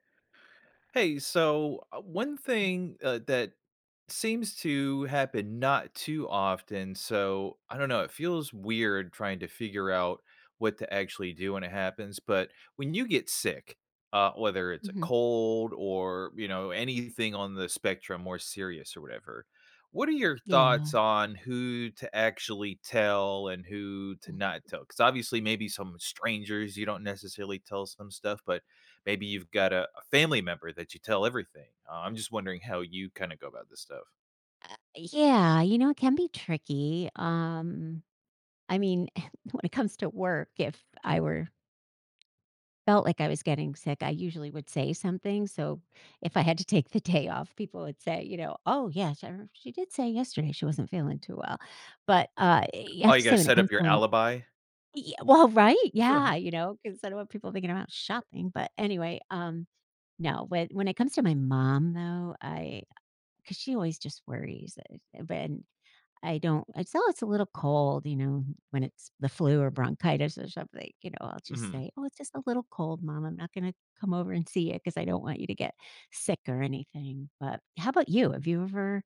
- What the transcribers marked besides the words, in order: chuckle; laughing while speaking: "the day"; other background noise; chuckle; tapping
- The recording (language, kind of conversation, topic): English, unstructured, How should I decide who to tell when I'm sick?
- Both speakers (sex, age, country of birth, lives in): female, 55-59, United States, United States; male, 35-39, United States, United States